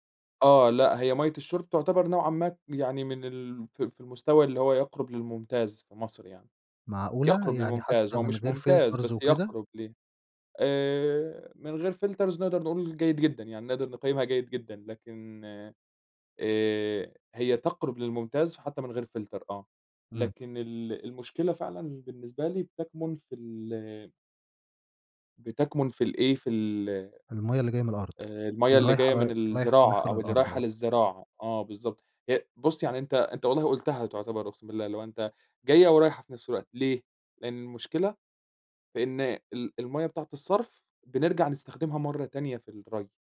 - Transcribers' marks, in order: in English: "فلترز"; in English: "فلترز"; in English: "فلتر"
- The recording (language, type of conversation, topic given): Arabic, podcast, في رأيك، إيه أهم مشكلة بيئية في المكان اللي عايش فيه؟